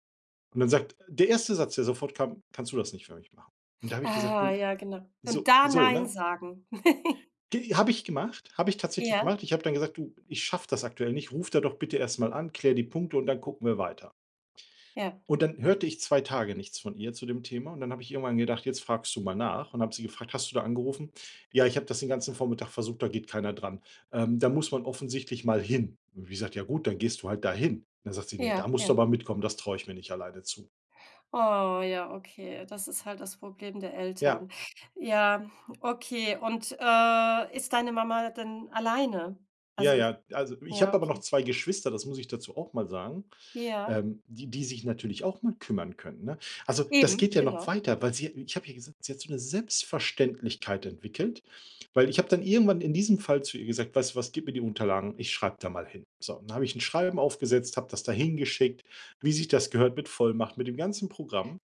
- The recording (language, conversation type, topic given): German, advice, Wie finde ich am Wochenende eine gute Balance zwischen Erholung und produktiven Freizeitaktivitäten?
- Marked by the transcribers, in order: giggle; other background noise